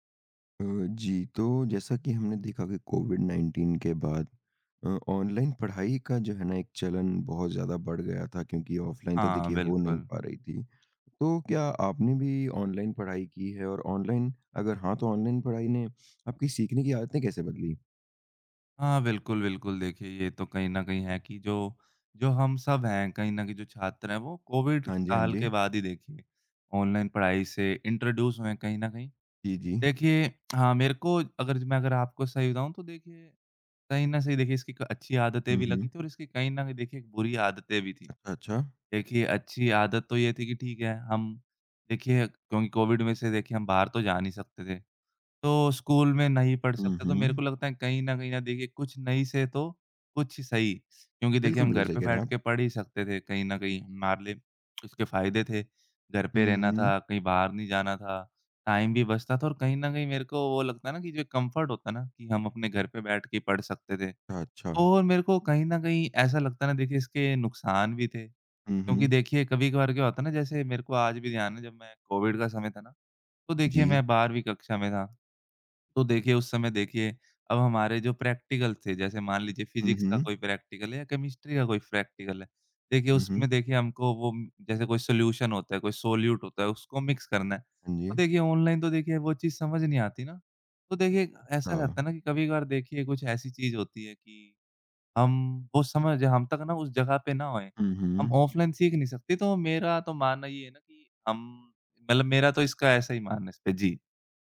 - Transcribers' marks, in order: tapping; in English: "इंट्रोड्यूस"; in English: "टाइम"; in English: "कम्फर्ट"; in English: "प्रैक्टिकल"; in English: "फिजिक्स"; in English: "प्रैक्टिकल"; in English: "केमिस्ट्री"; in English: "प्रैक्टिकल"; in English: "सॉल्यूशन"; in English: "सोल्यूट"; in English: "मिक्स"
- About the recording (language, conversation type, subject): Hindi, podcast, ऑनलाइन पढ़ाई ने आपकी सीखने की आदतें कैसे बदलीं?